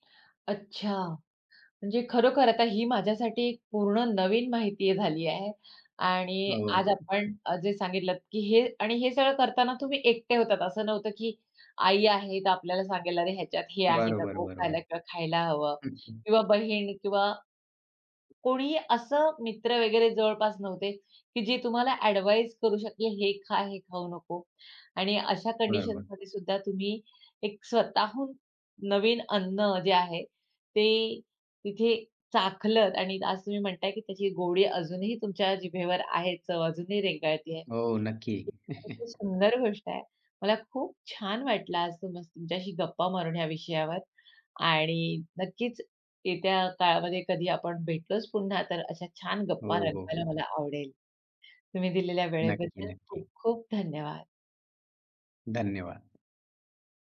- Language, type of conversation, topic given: Marathi, podcast, एकट्याने स्थानिक खाण्याचा अनुभव तुम्हाला कसा आला?
- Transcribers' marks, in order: in English: "ॲडव्हाइस"; other background noise; chuckle; tapping